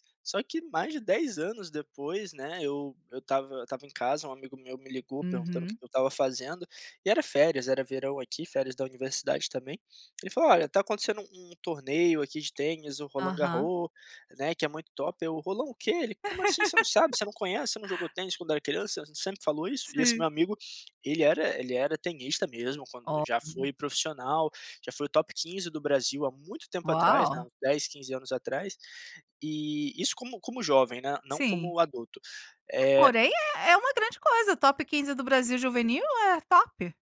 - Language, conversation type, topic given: Portuguese, podcast, Que benefícios você percebeu ao retomar um hobby?
- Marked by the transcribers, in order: laugh; other noise